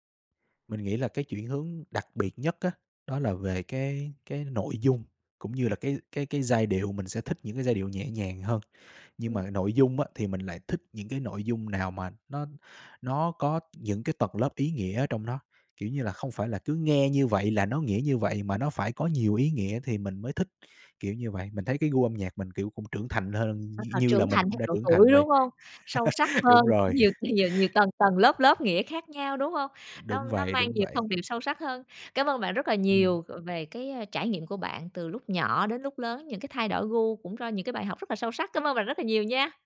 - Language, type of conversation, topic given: Vietnamese, podcast, Hồi nhỏ bạn thường nghe nhạc gì, và bây giờ gu âm nhạc của bạn đã thay đổi ra sao?
- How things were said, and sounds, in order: laugh; tapping